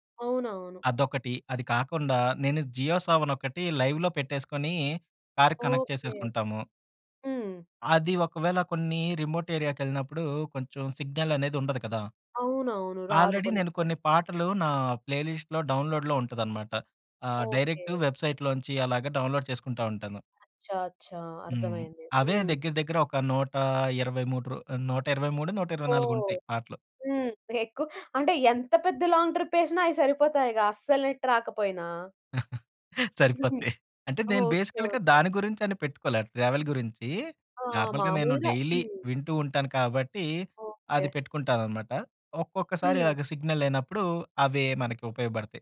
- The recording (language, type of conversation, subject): Telugu, podcast, రోడ్ ట్రిప్ కోసం పాటల జాబితాను ఎలా సిద్ధం చేస్తారు?
- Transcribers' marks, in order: in English: "లైవ్‌లో"; in English: "కనెక్ట్"; in English: "రిమోట్ ఏరియాకెళ్ళినప్పుడు"; in English: "సిగ్నల్"; in English: "ఆల్రెడీ"; in English: "ప్లేలిస్ట్‌లో డౌన్‌లోడ్‌లో"; in English: "డైరెక్ట్ వెబ్‌సైట్‌లో"; in English: "డౌన్‌లోడ్"; other background noise; giggle; in English: "లాంగ్ ట్రిప్"; in English: "నెట్"; laugh; giggle; in English: "బేసికల్‌గా"; in English: "ట్రావెల్"; in English: "నార్మల్‌గా"; in English: "డైలీ"; in English: "సిగ్నల్"